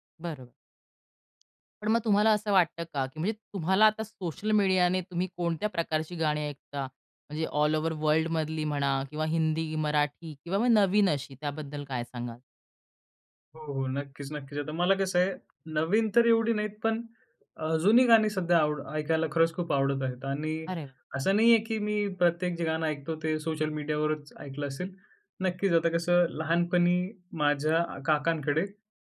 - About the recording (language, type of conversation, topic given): Marathi, podcast, सोशल मीडियामुळे तुमच्या संगीताच्या आवडीमध्ये कोणते बदल झाले?
- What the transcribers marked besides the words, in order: in English: "ऑल ओव्हर वर्ल्डमधली"